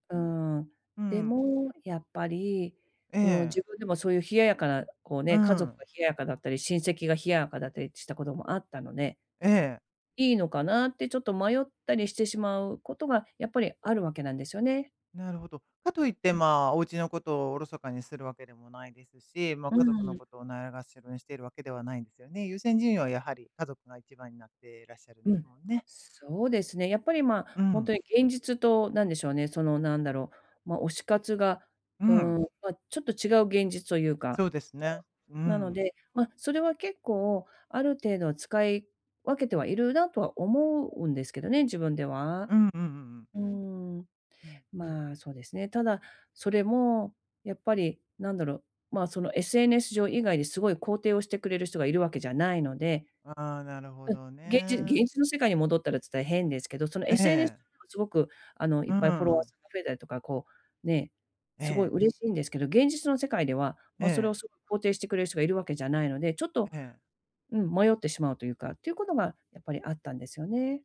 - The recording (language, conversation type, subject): Japanese, advice, 仕事以外で自分の価値をどうやって見つけられますか？
- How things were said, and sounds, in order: other background noise